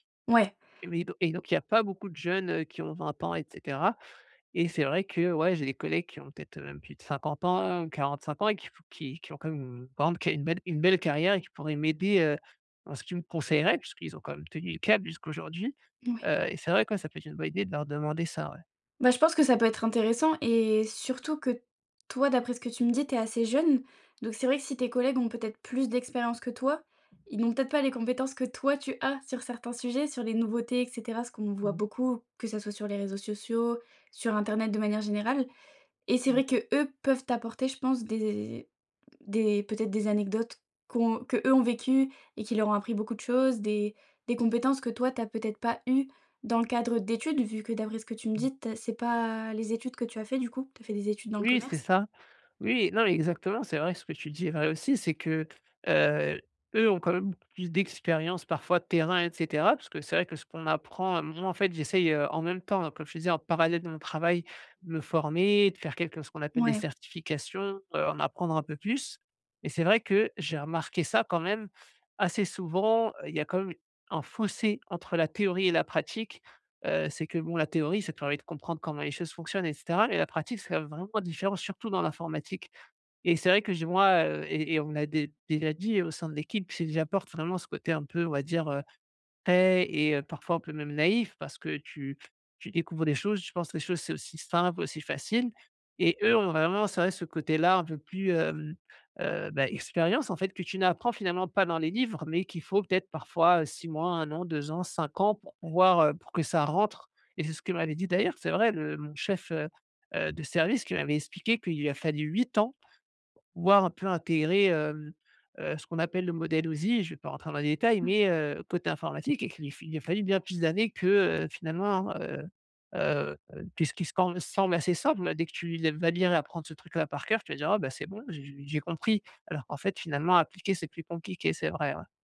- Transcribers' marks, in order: stressed: "toi"; stressed: "eues"; unintelligible speech
- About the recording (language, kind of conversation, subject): French, advice, Comment puis-je développer de nouvelles compétences pour progresser dans ma carrière ?